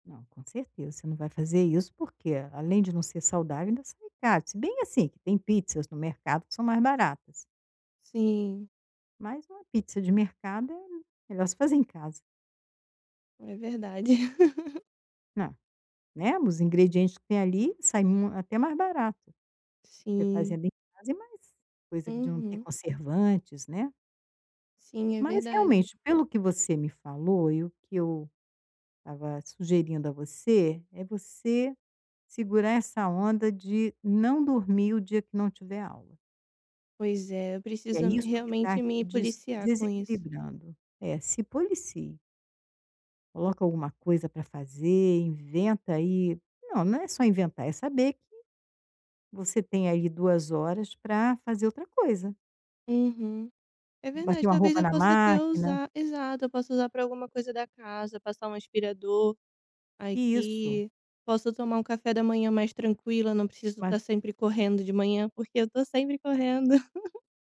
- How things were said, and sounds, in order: laugh; unintelligible speech; chuckle
- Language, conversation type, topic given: Portuguese, advice, Como posso equilibrar melhor meu dia entre produtividade no trabalho e tempo de descanso?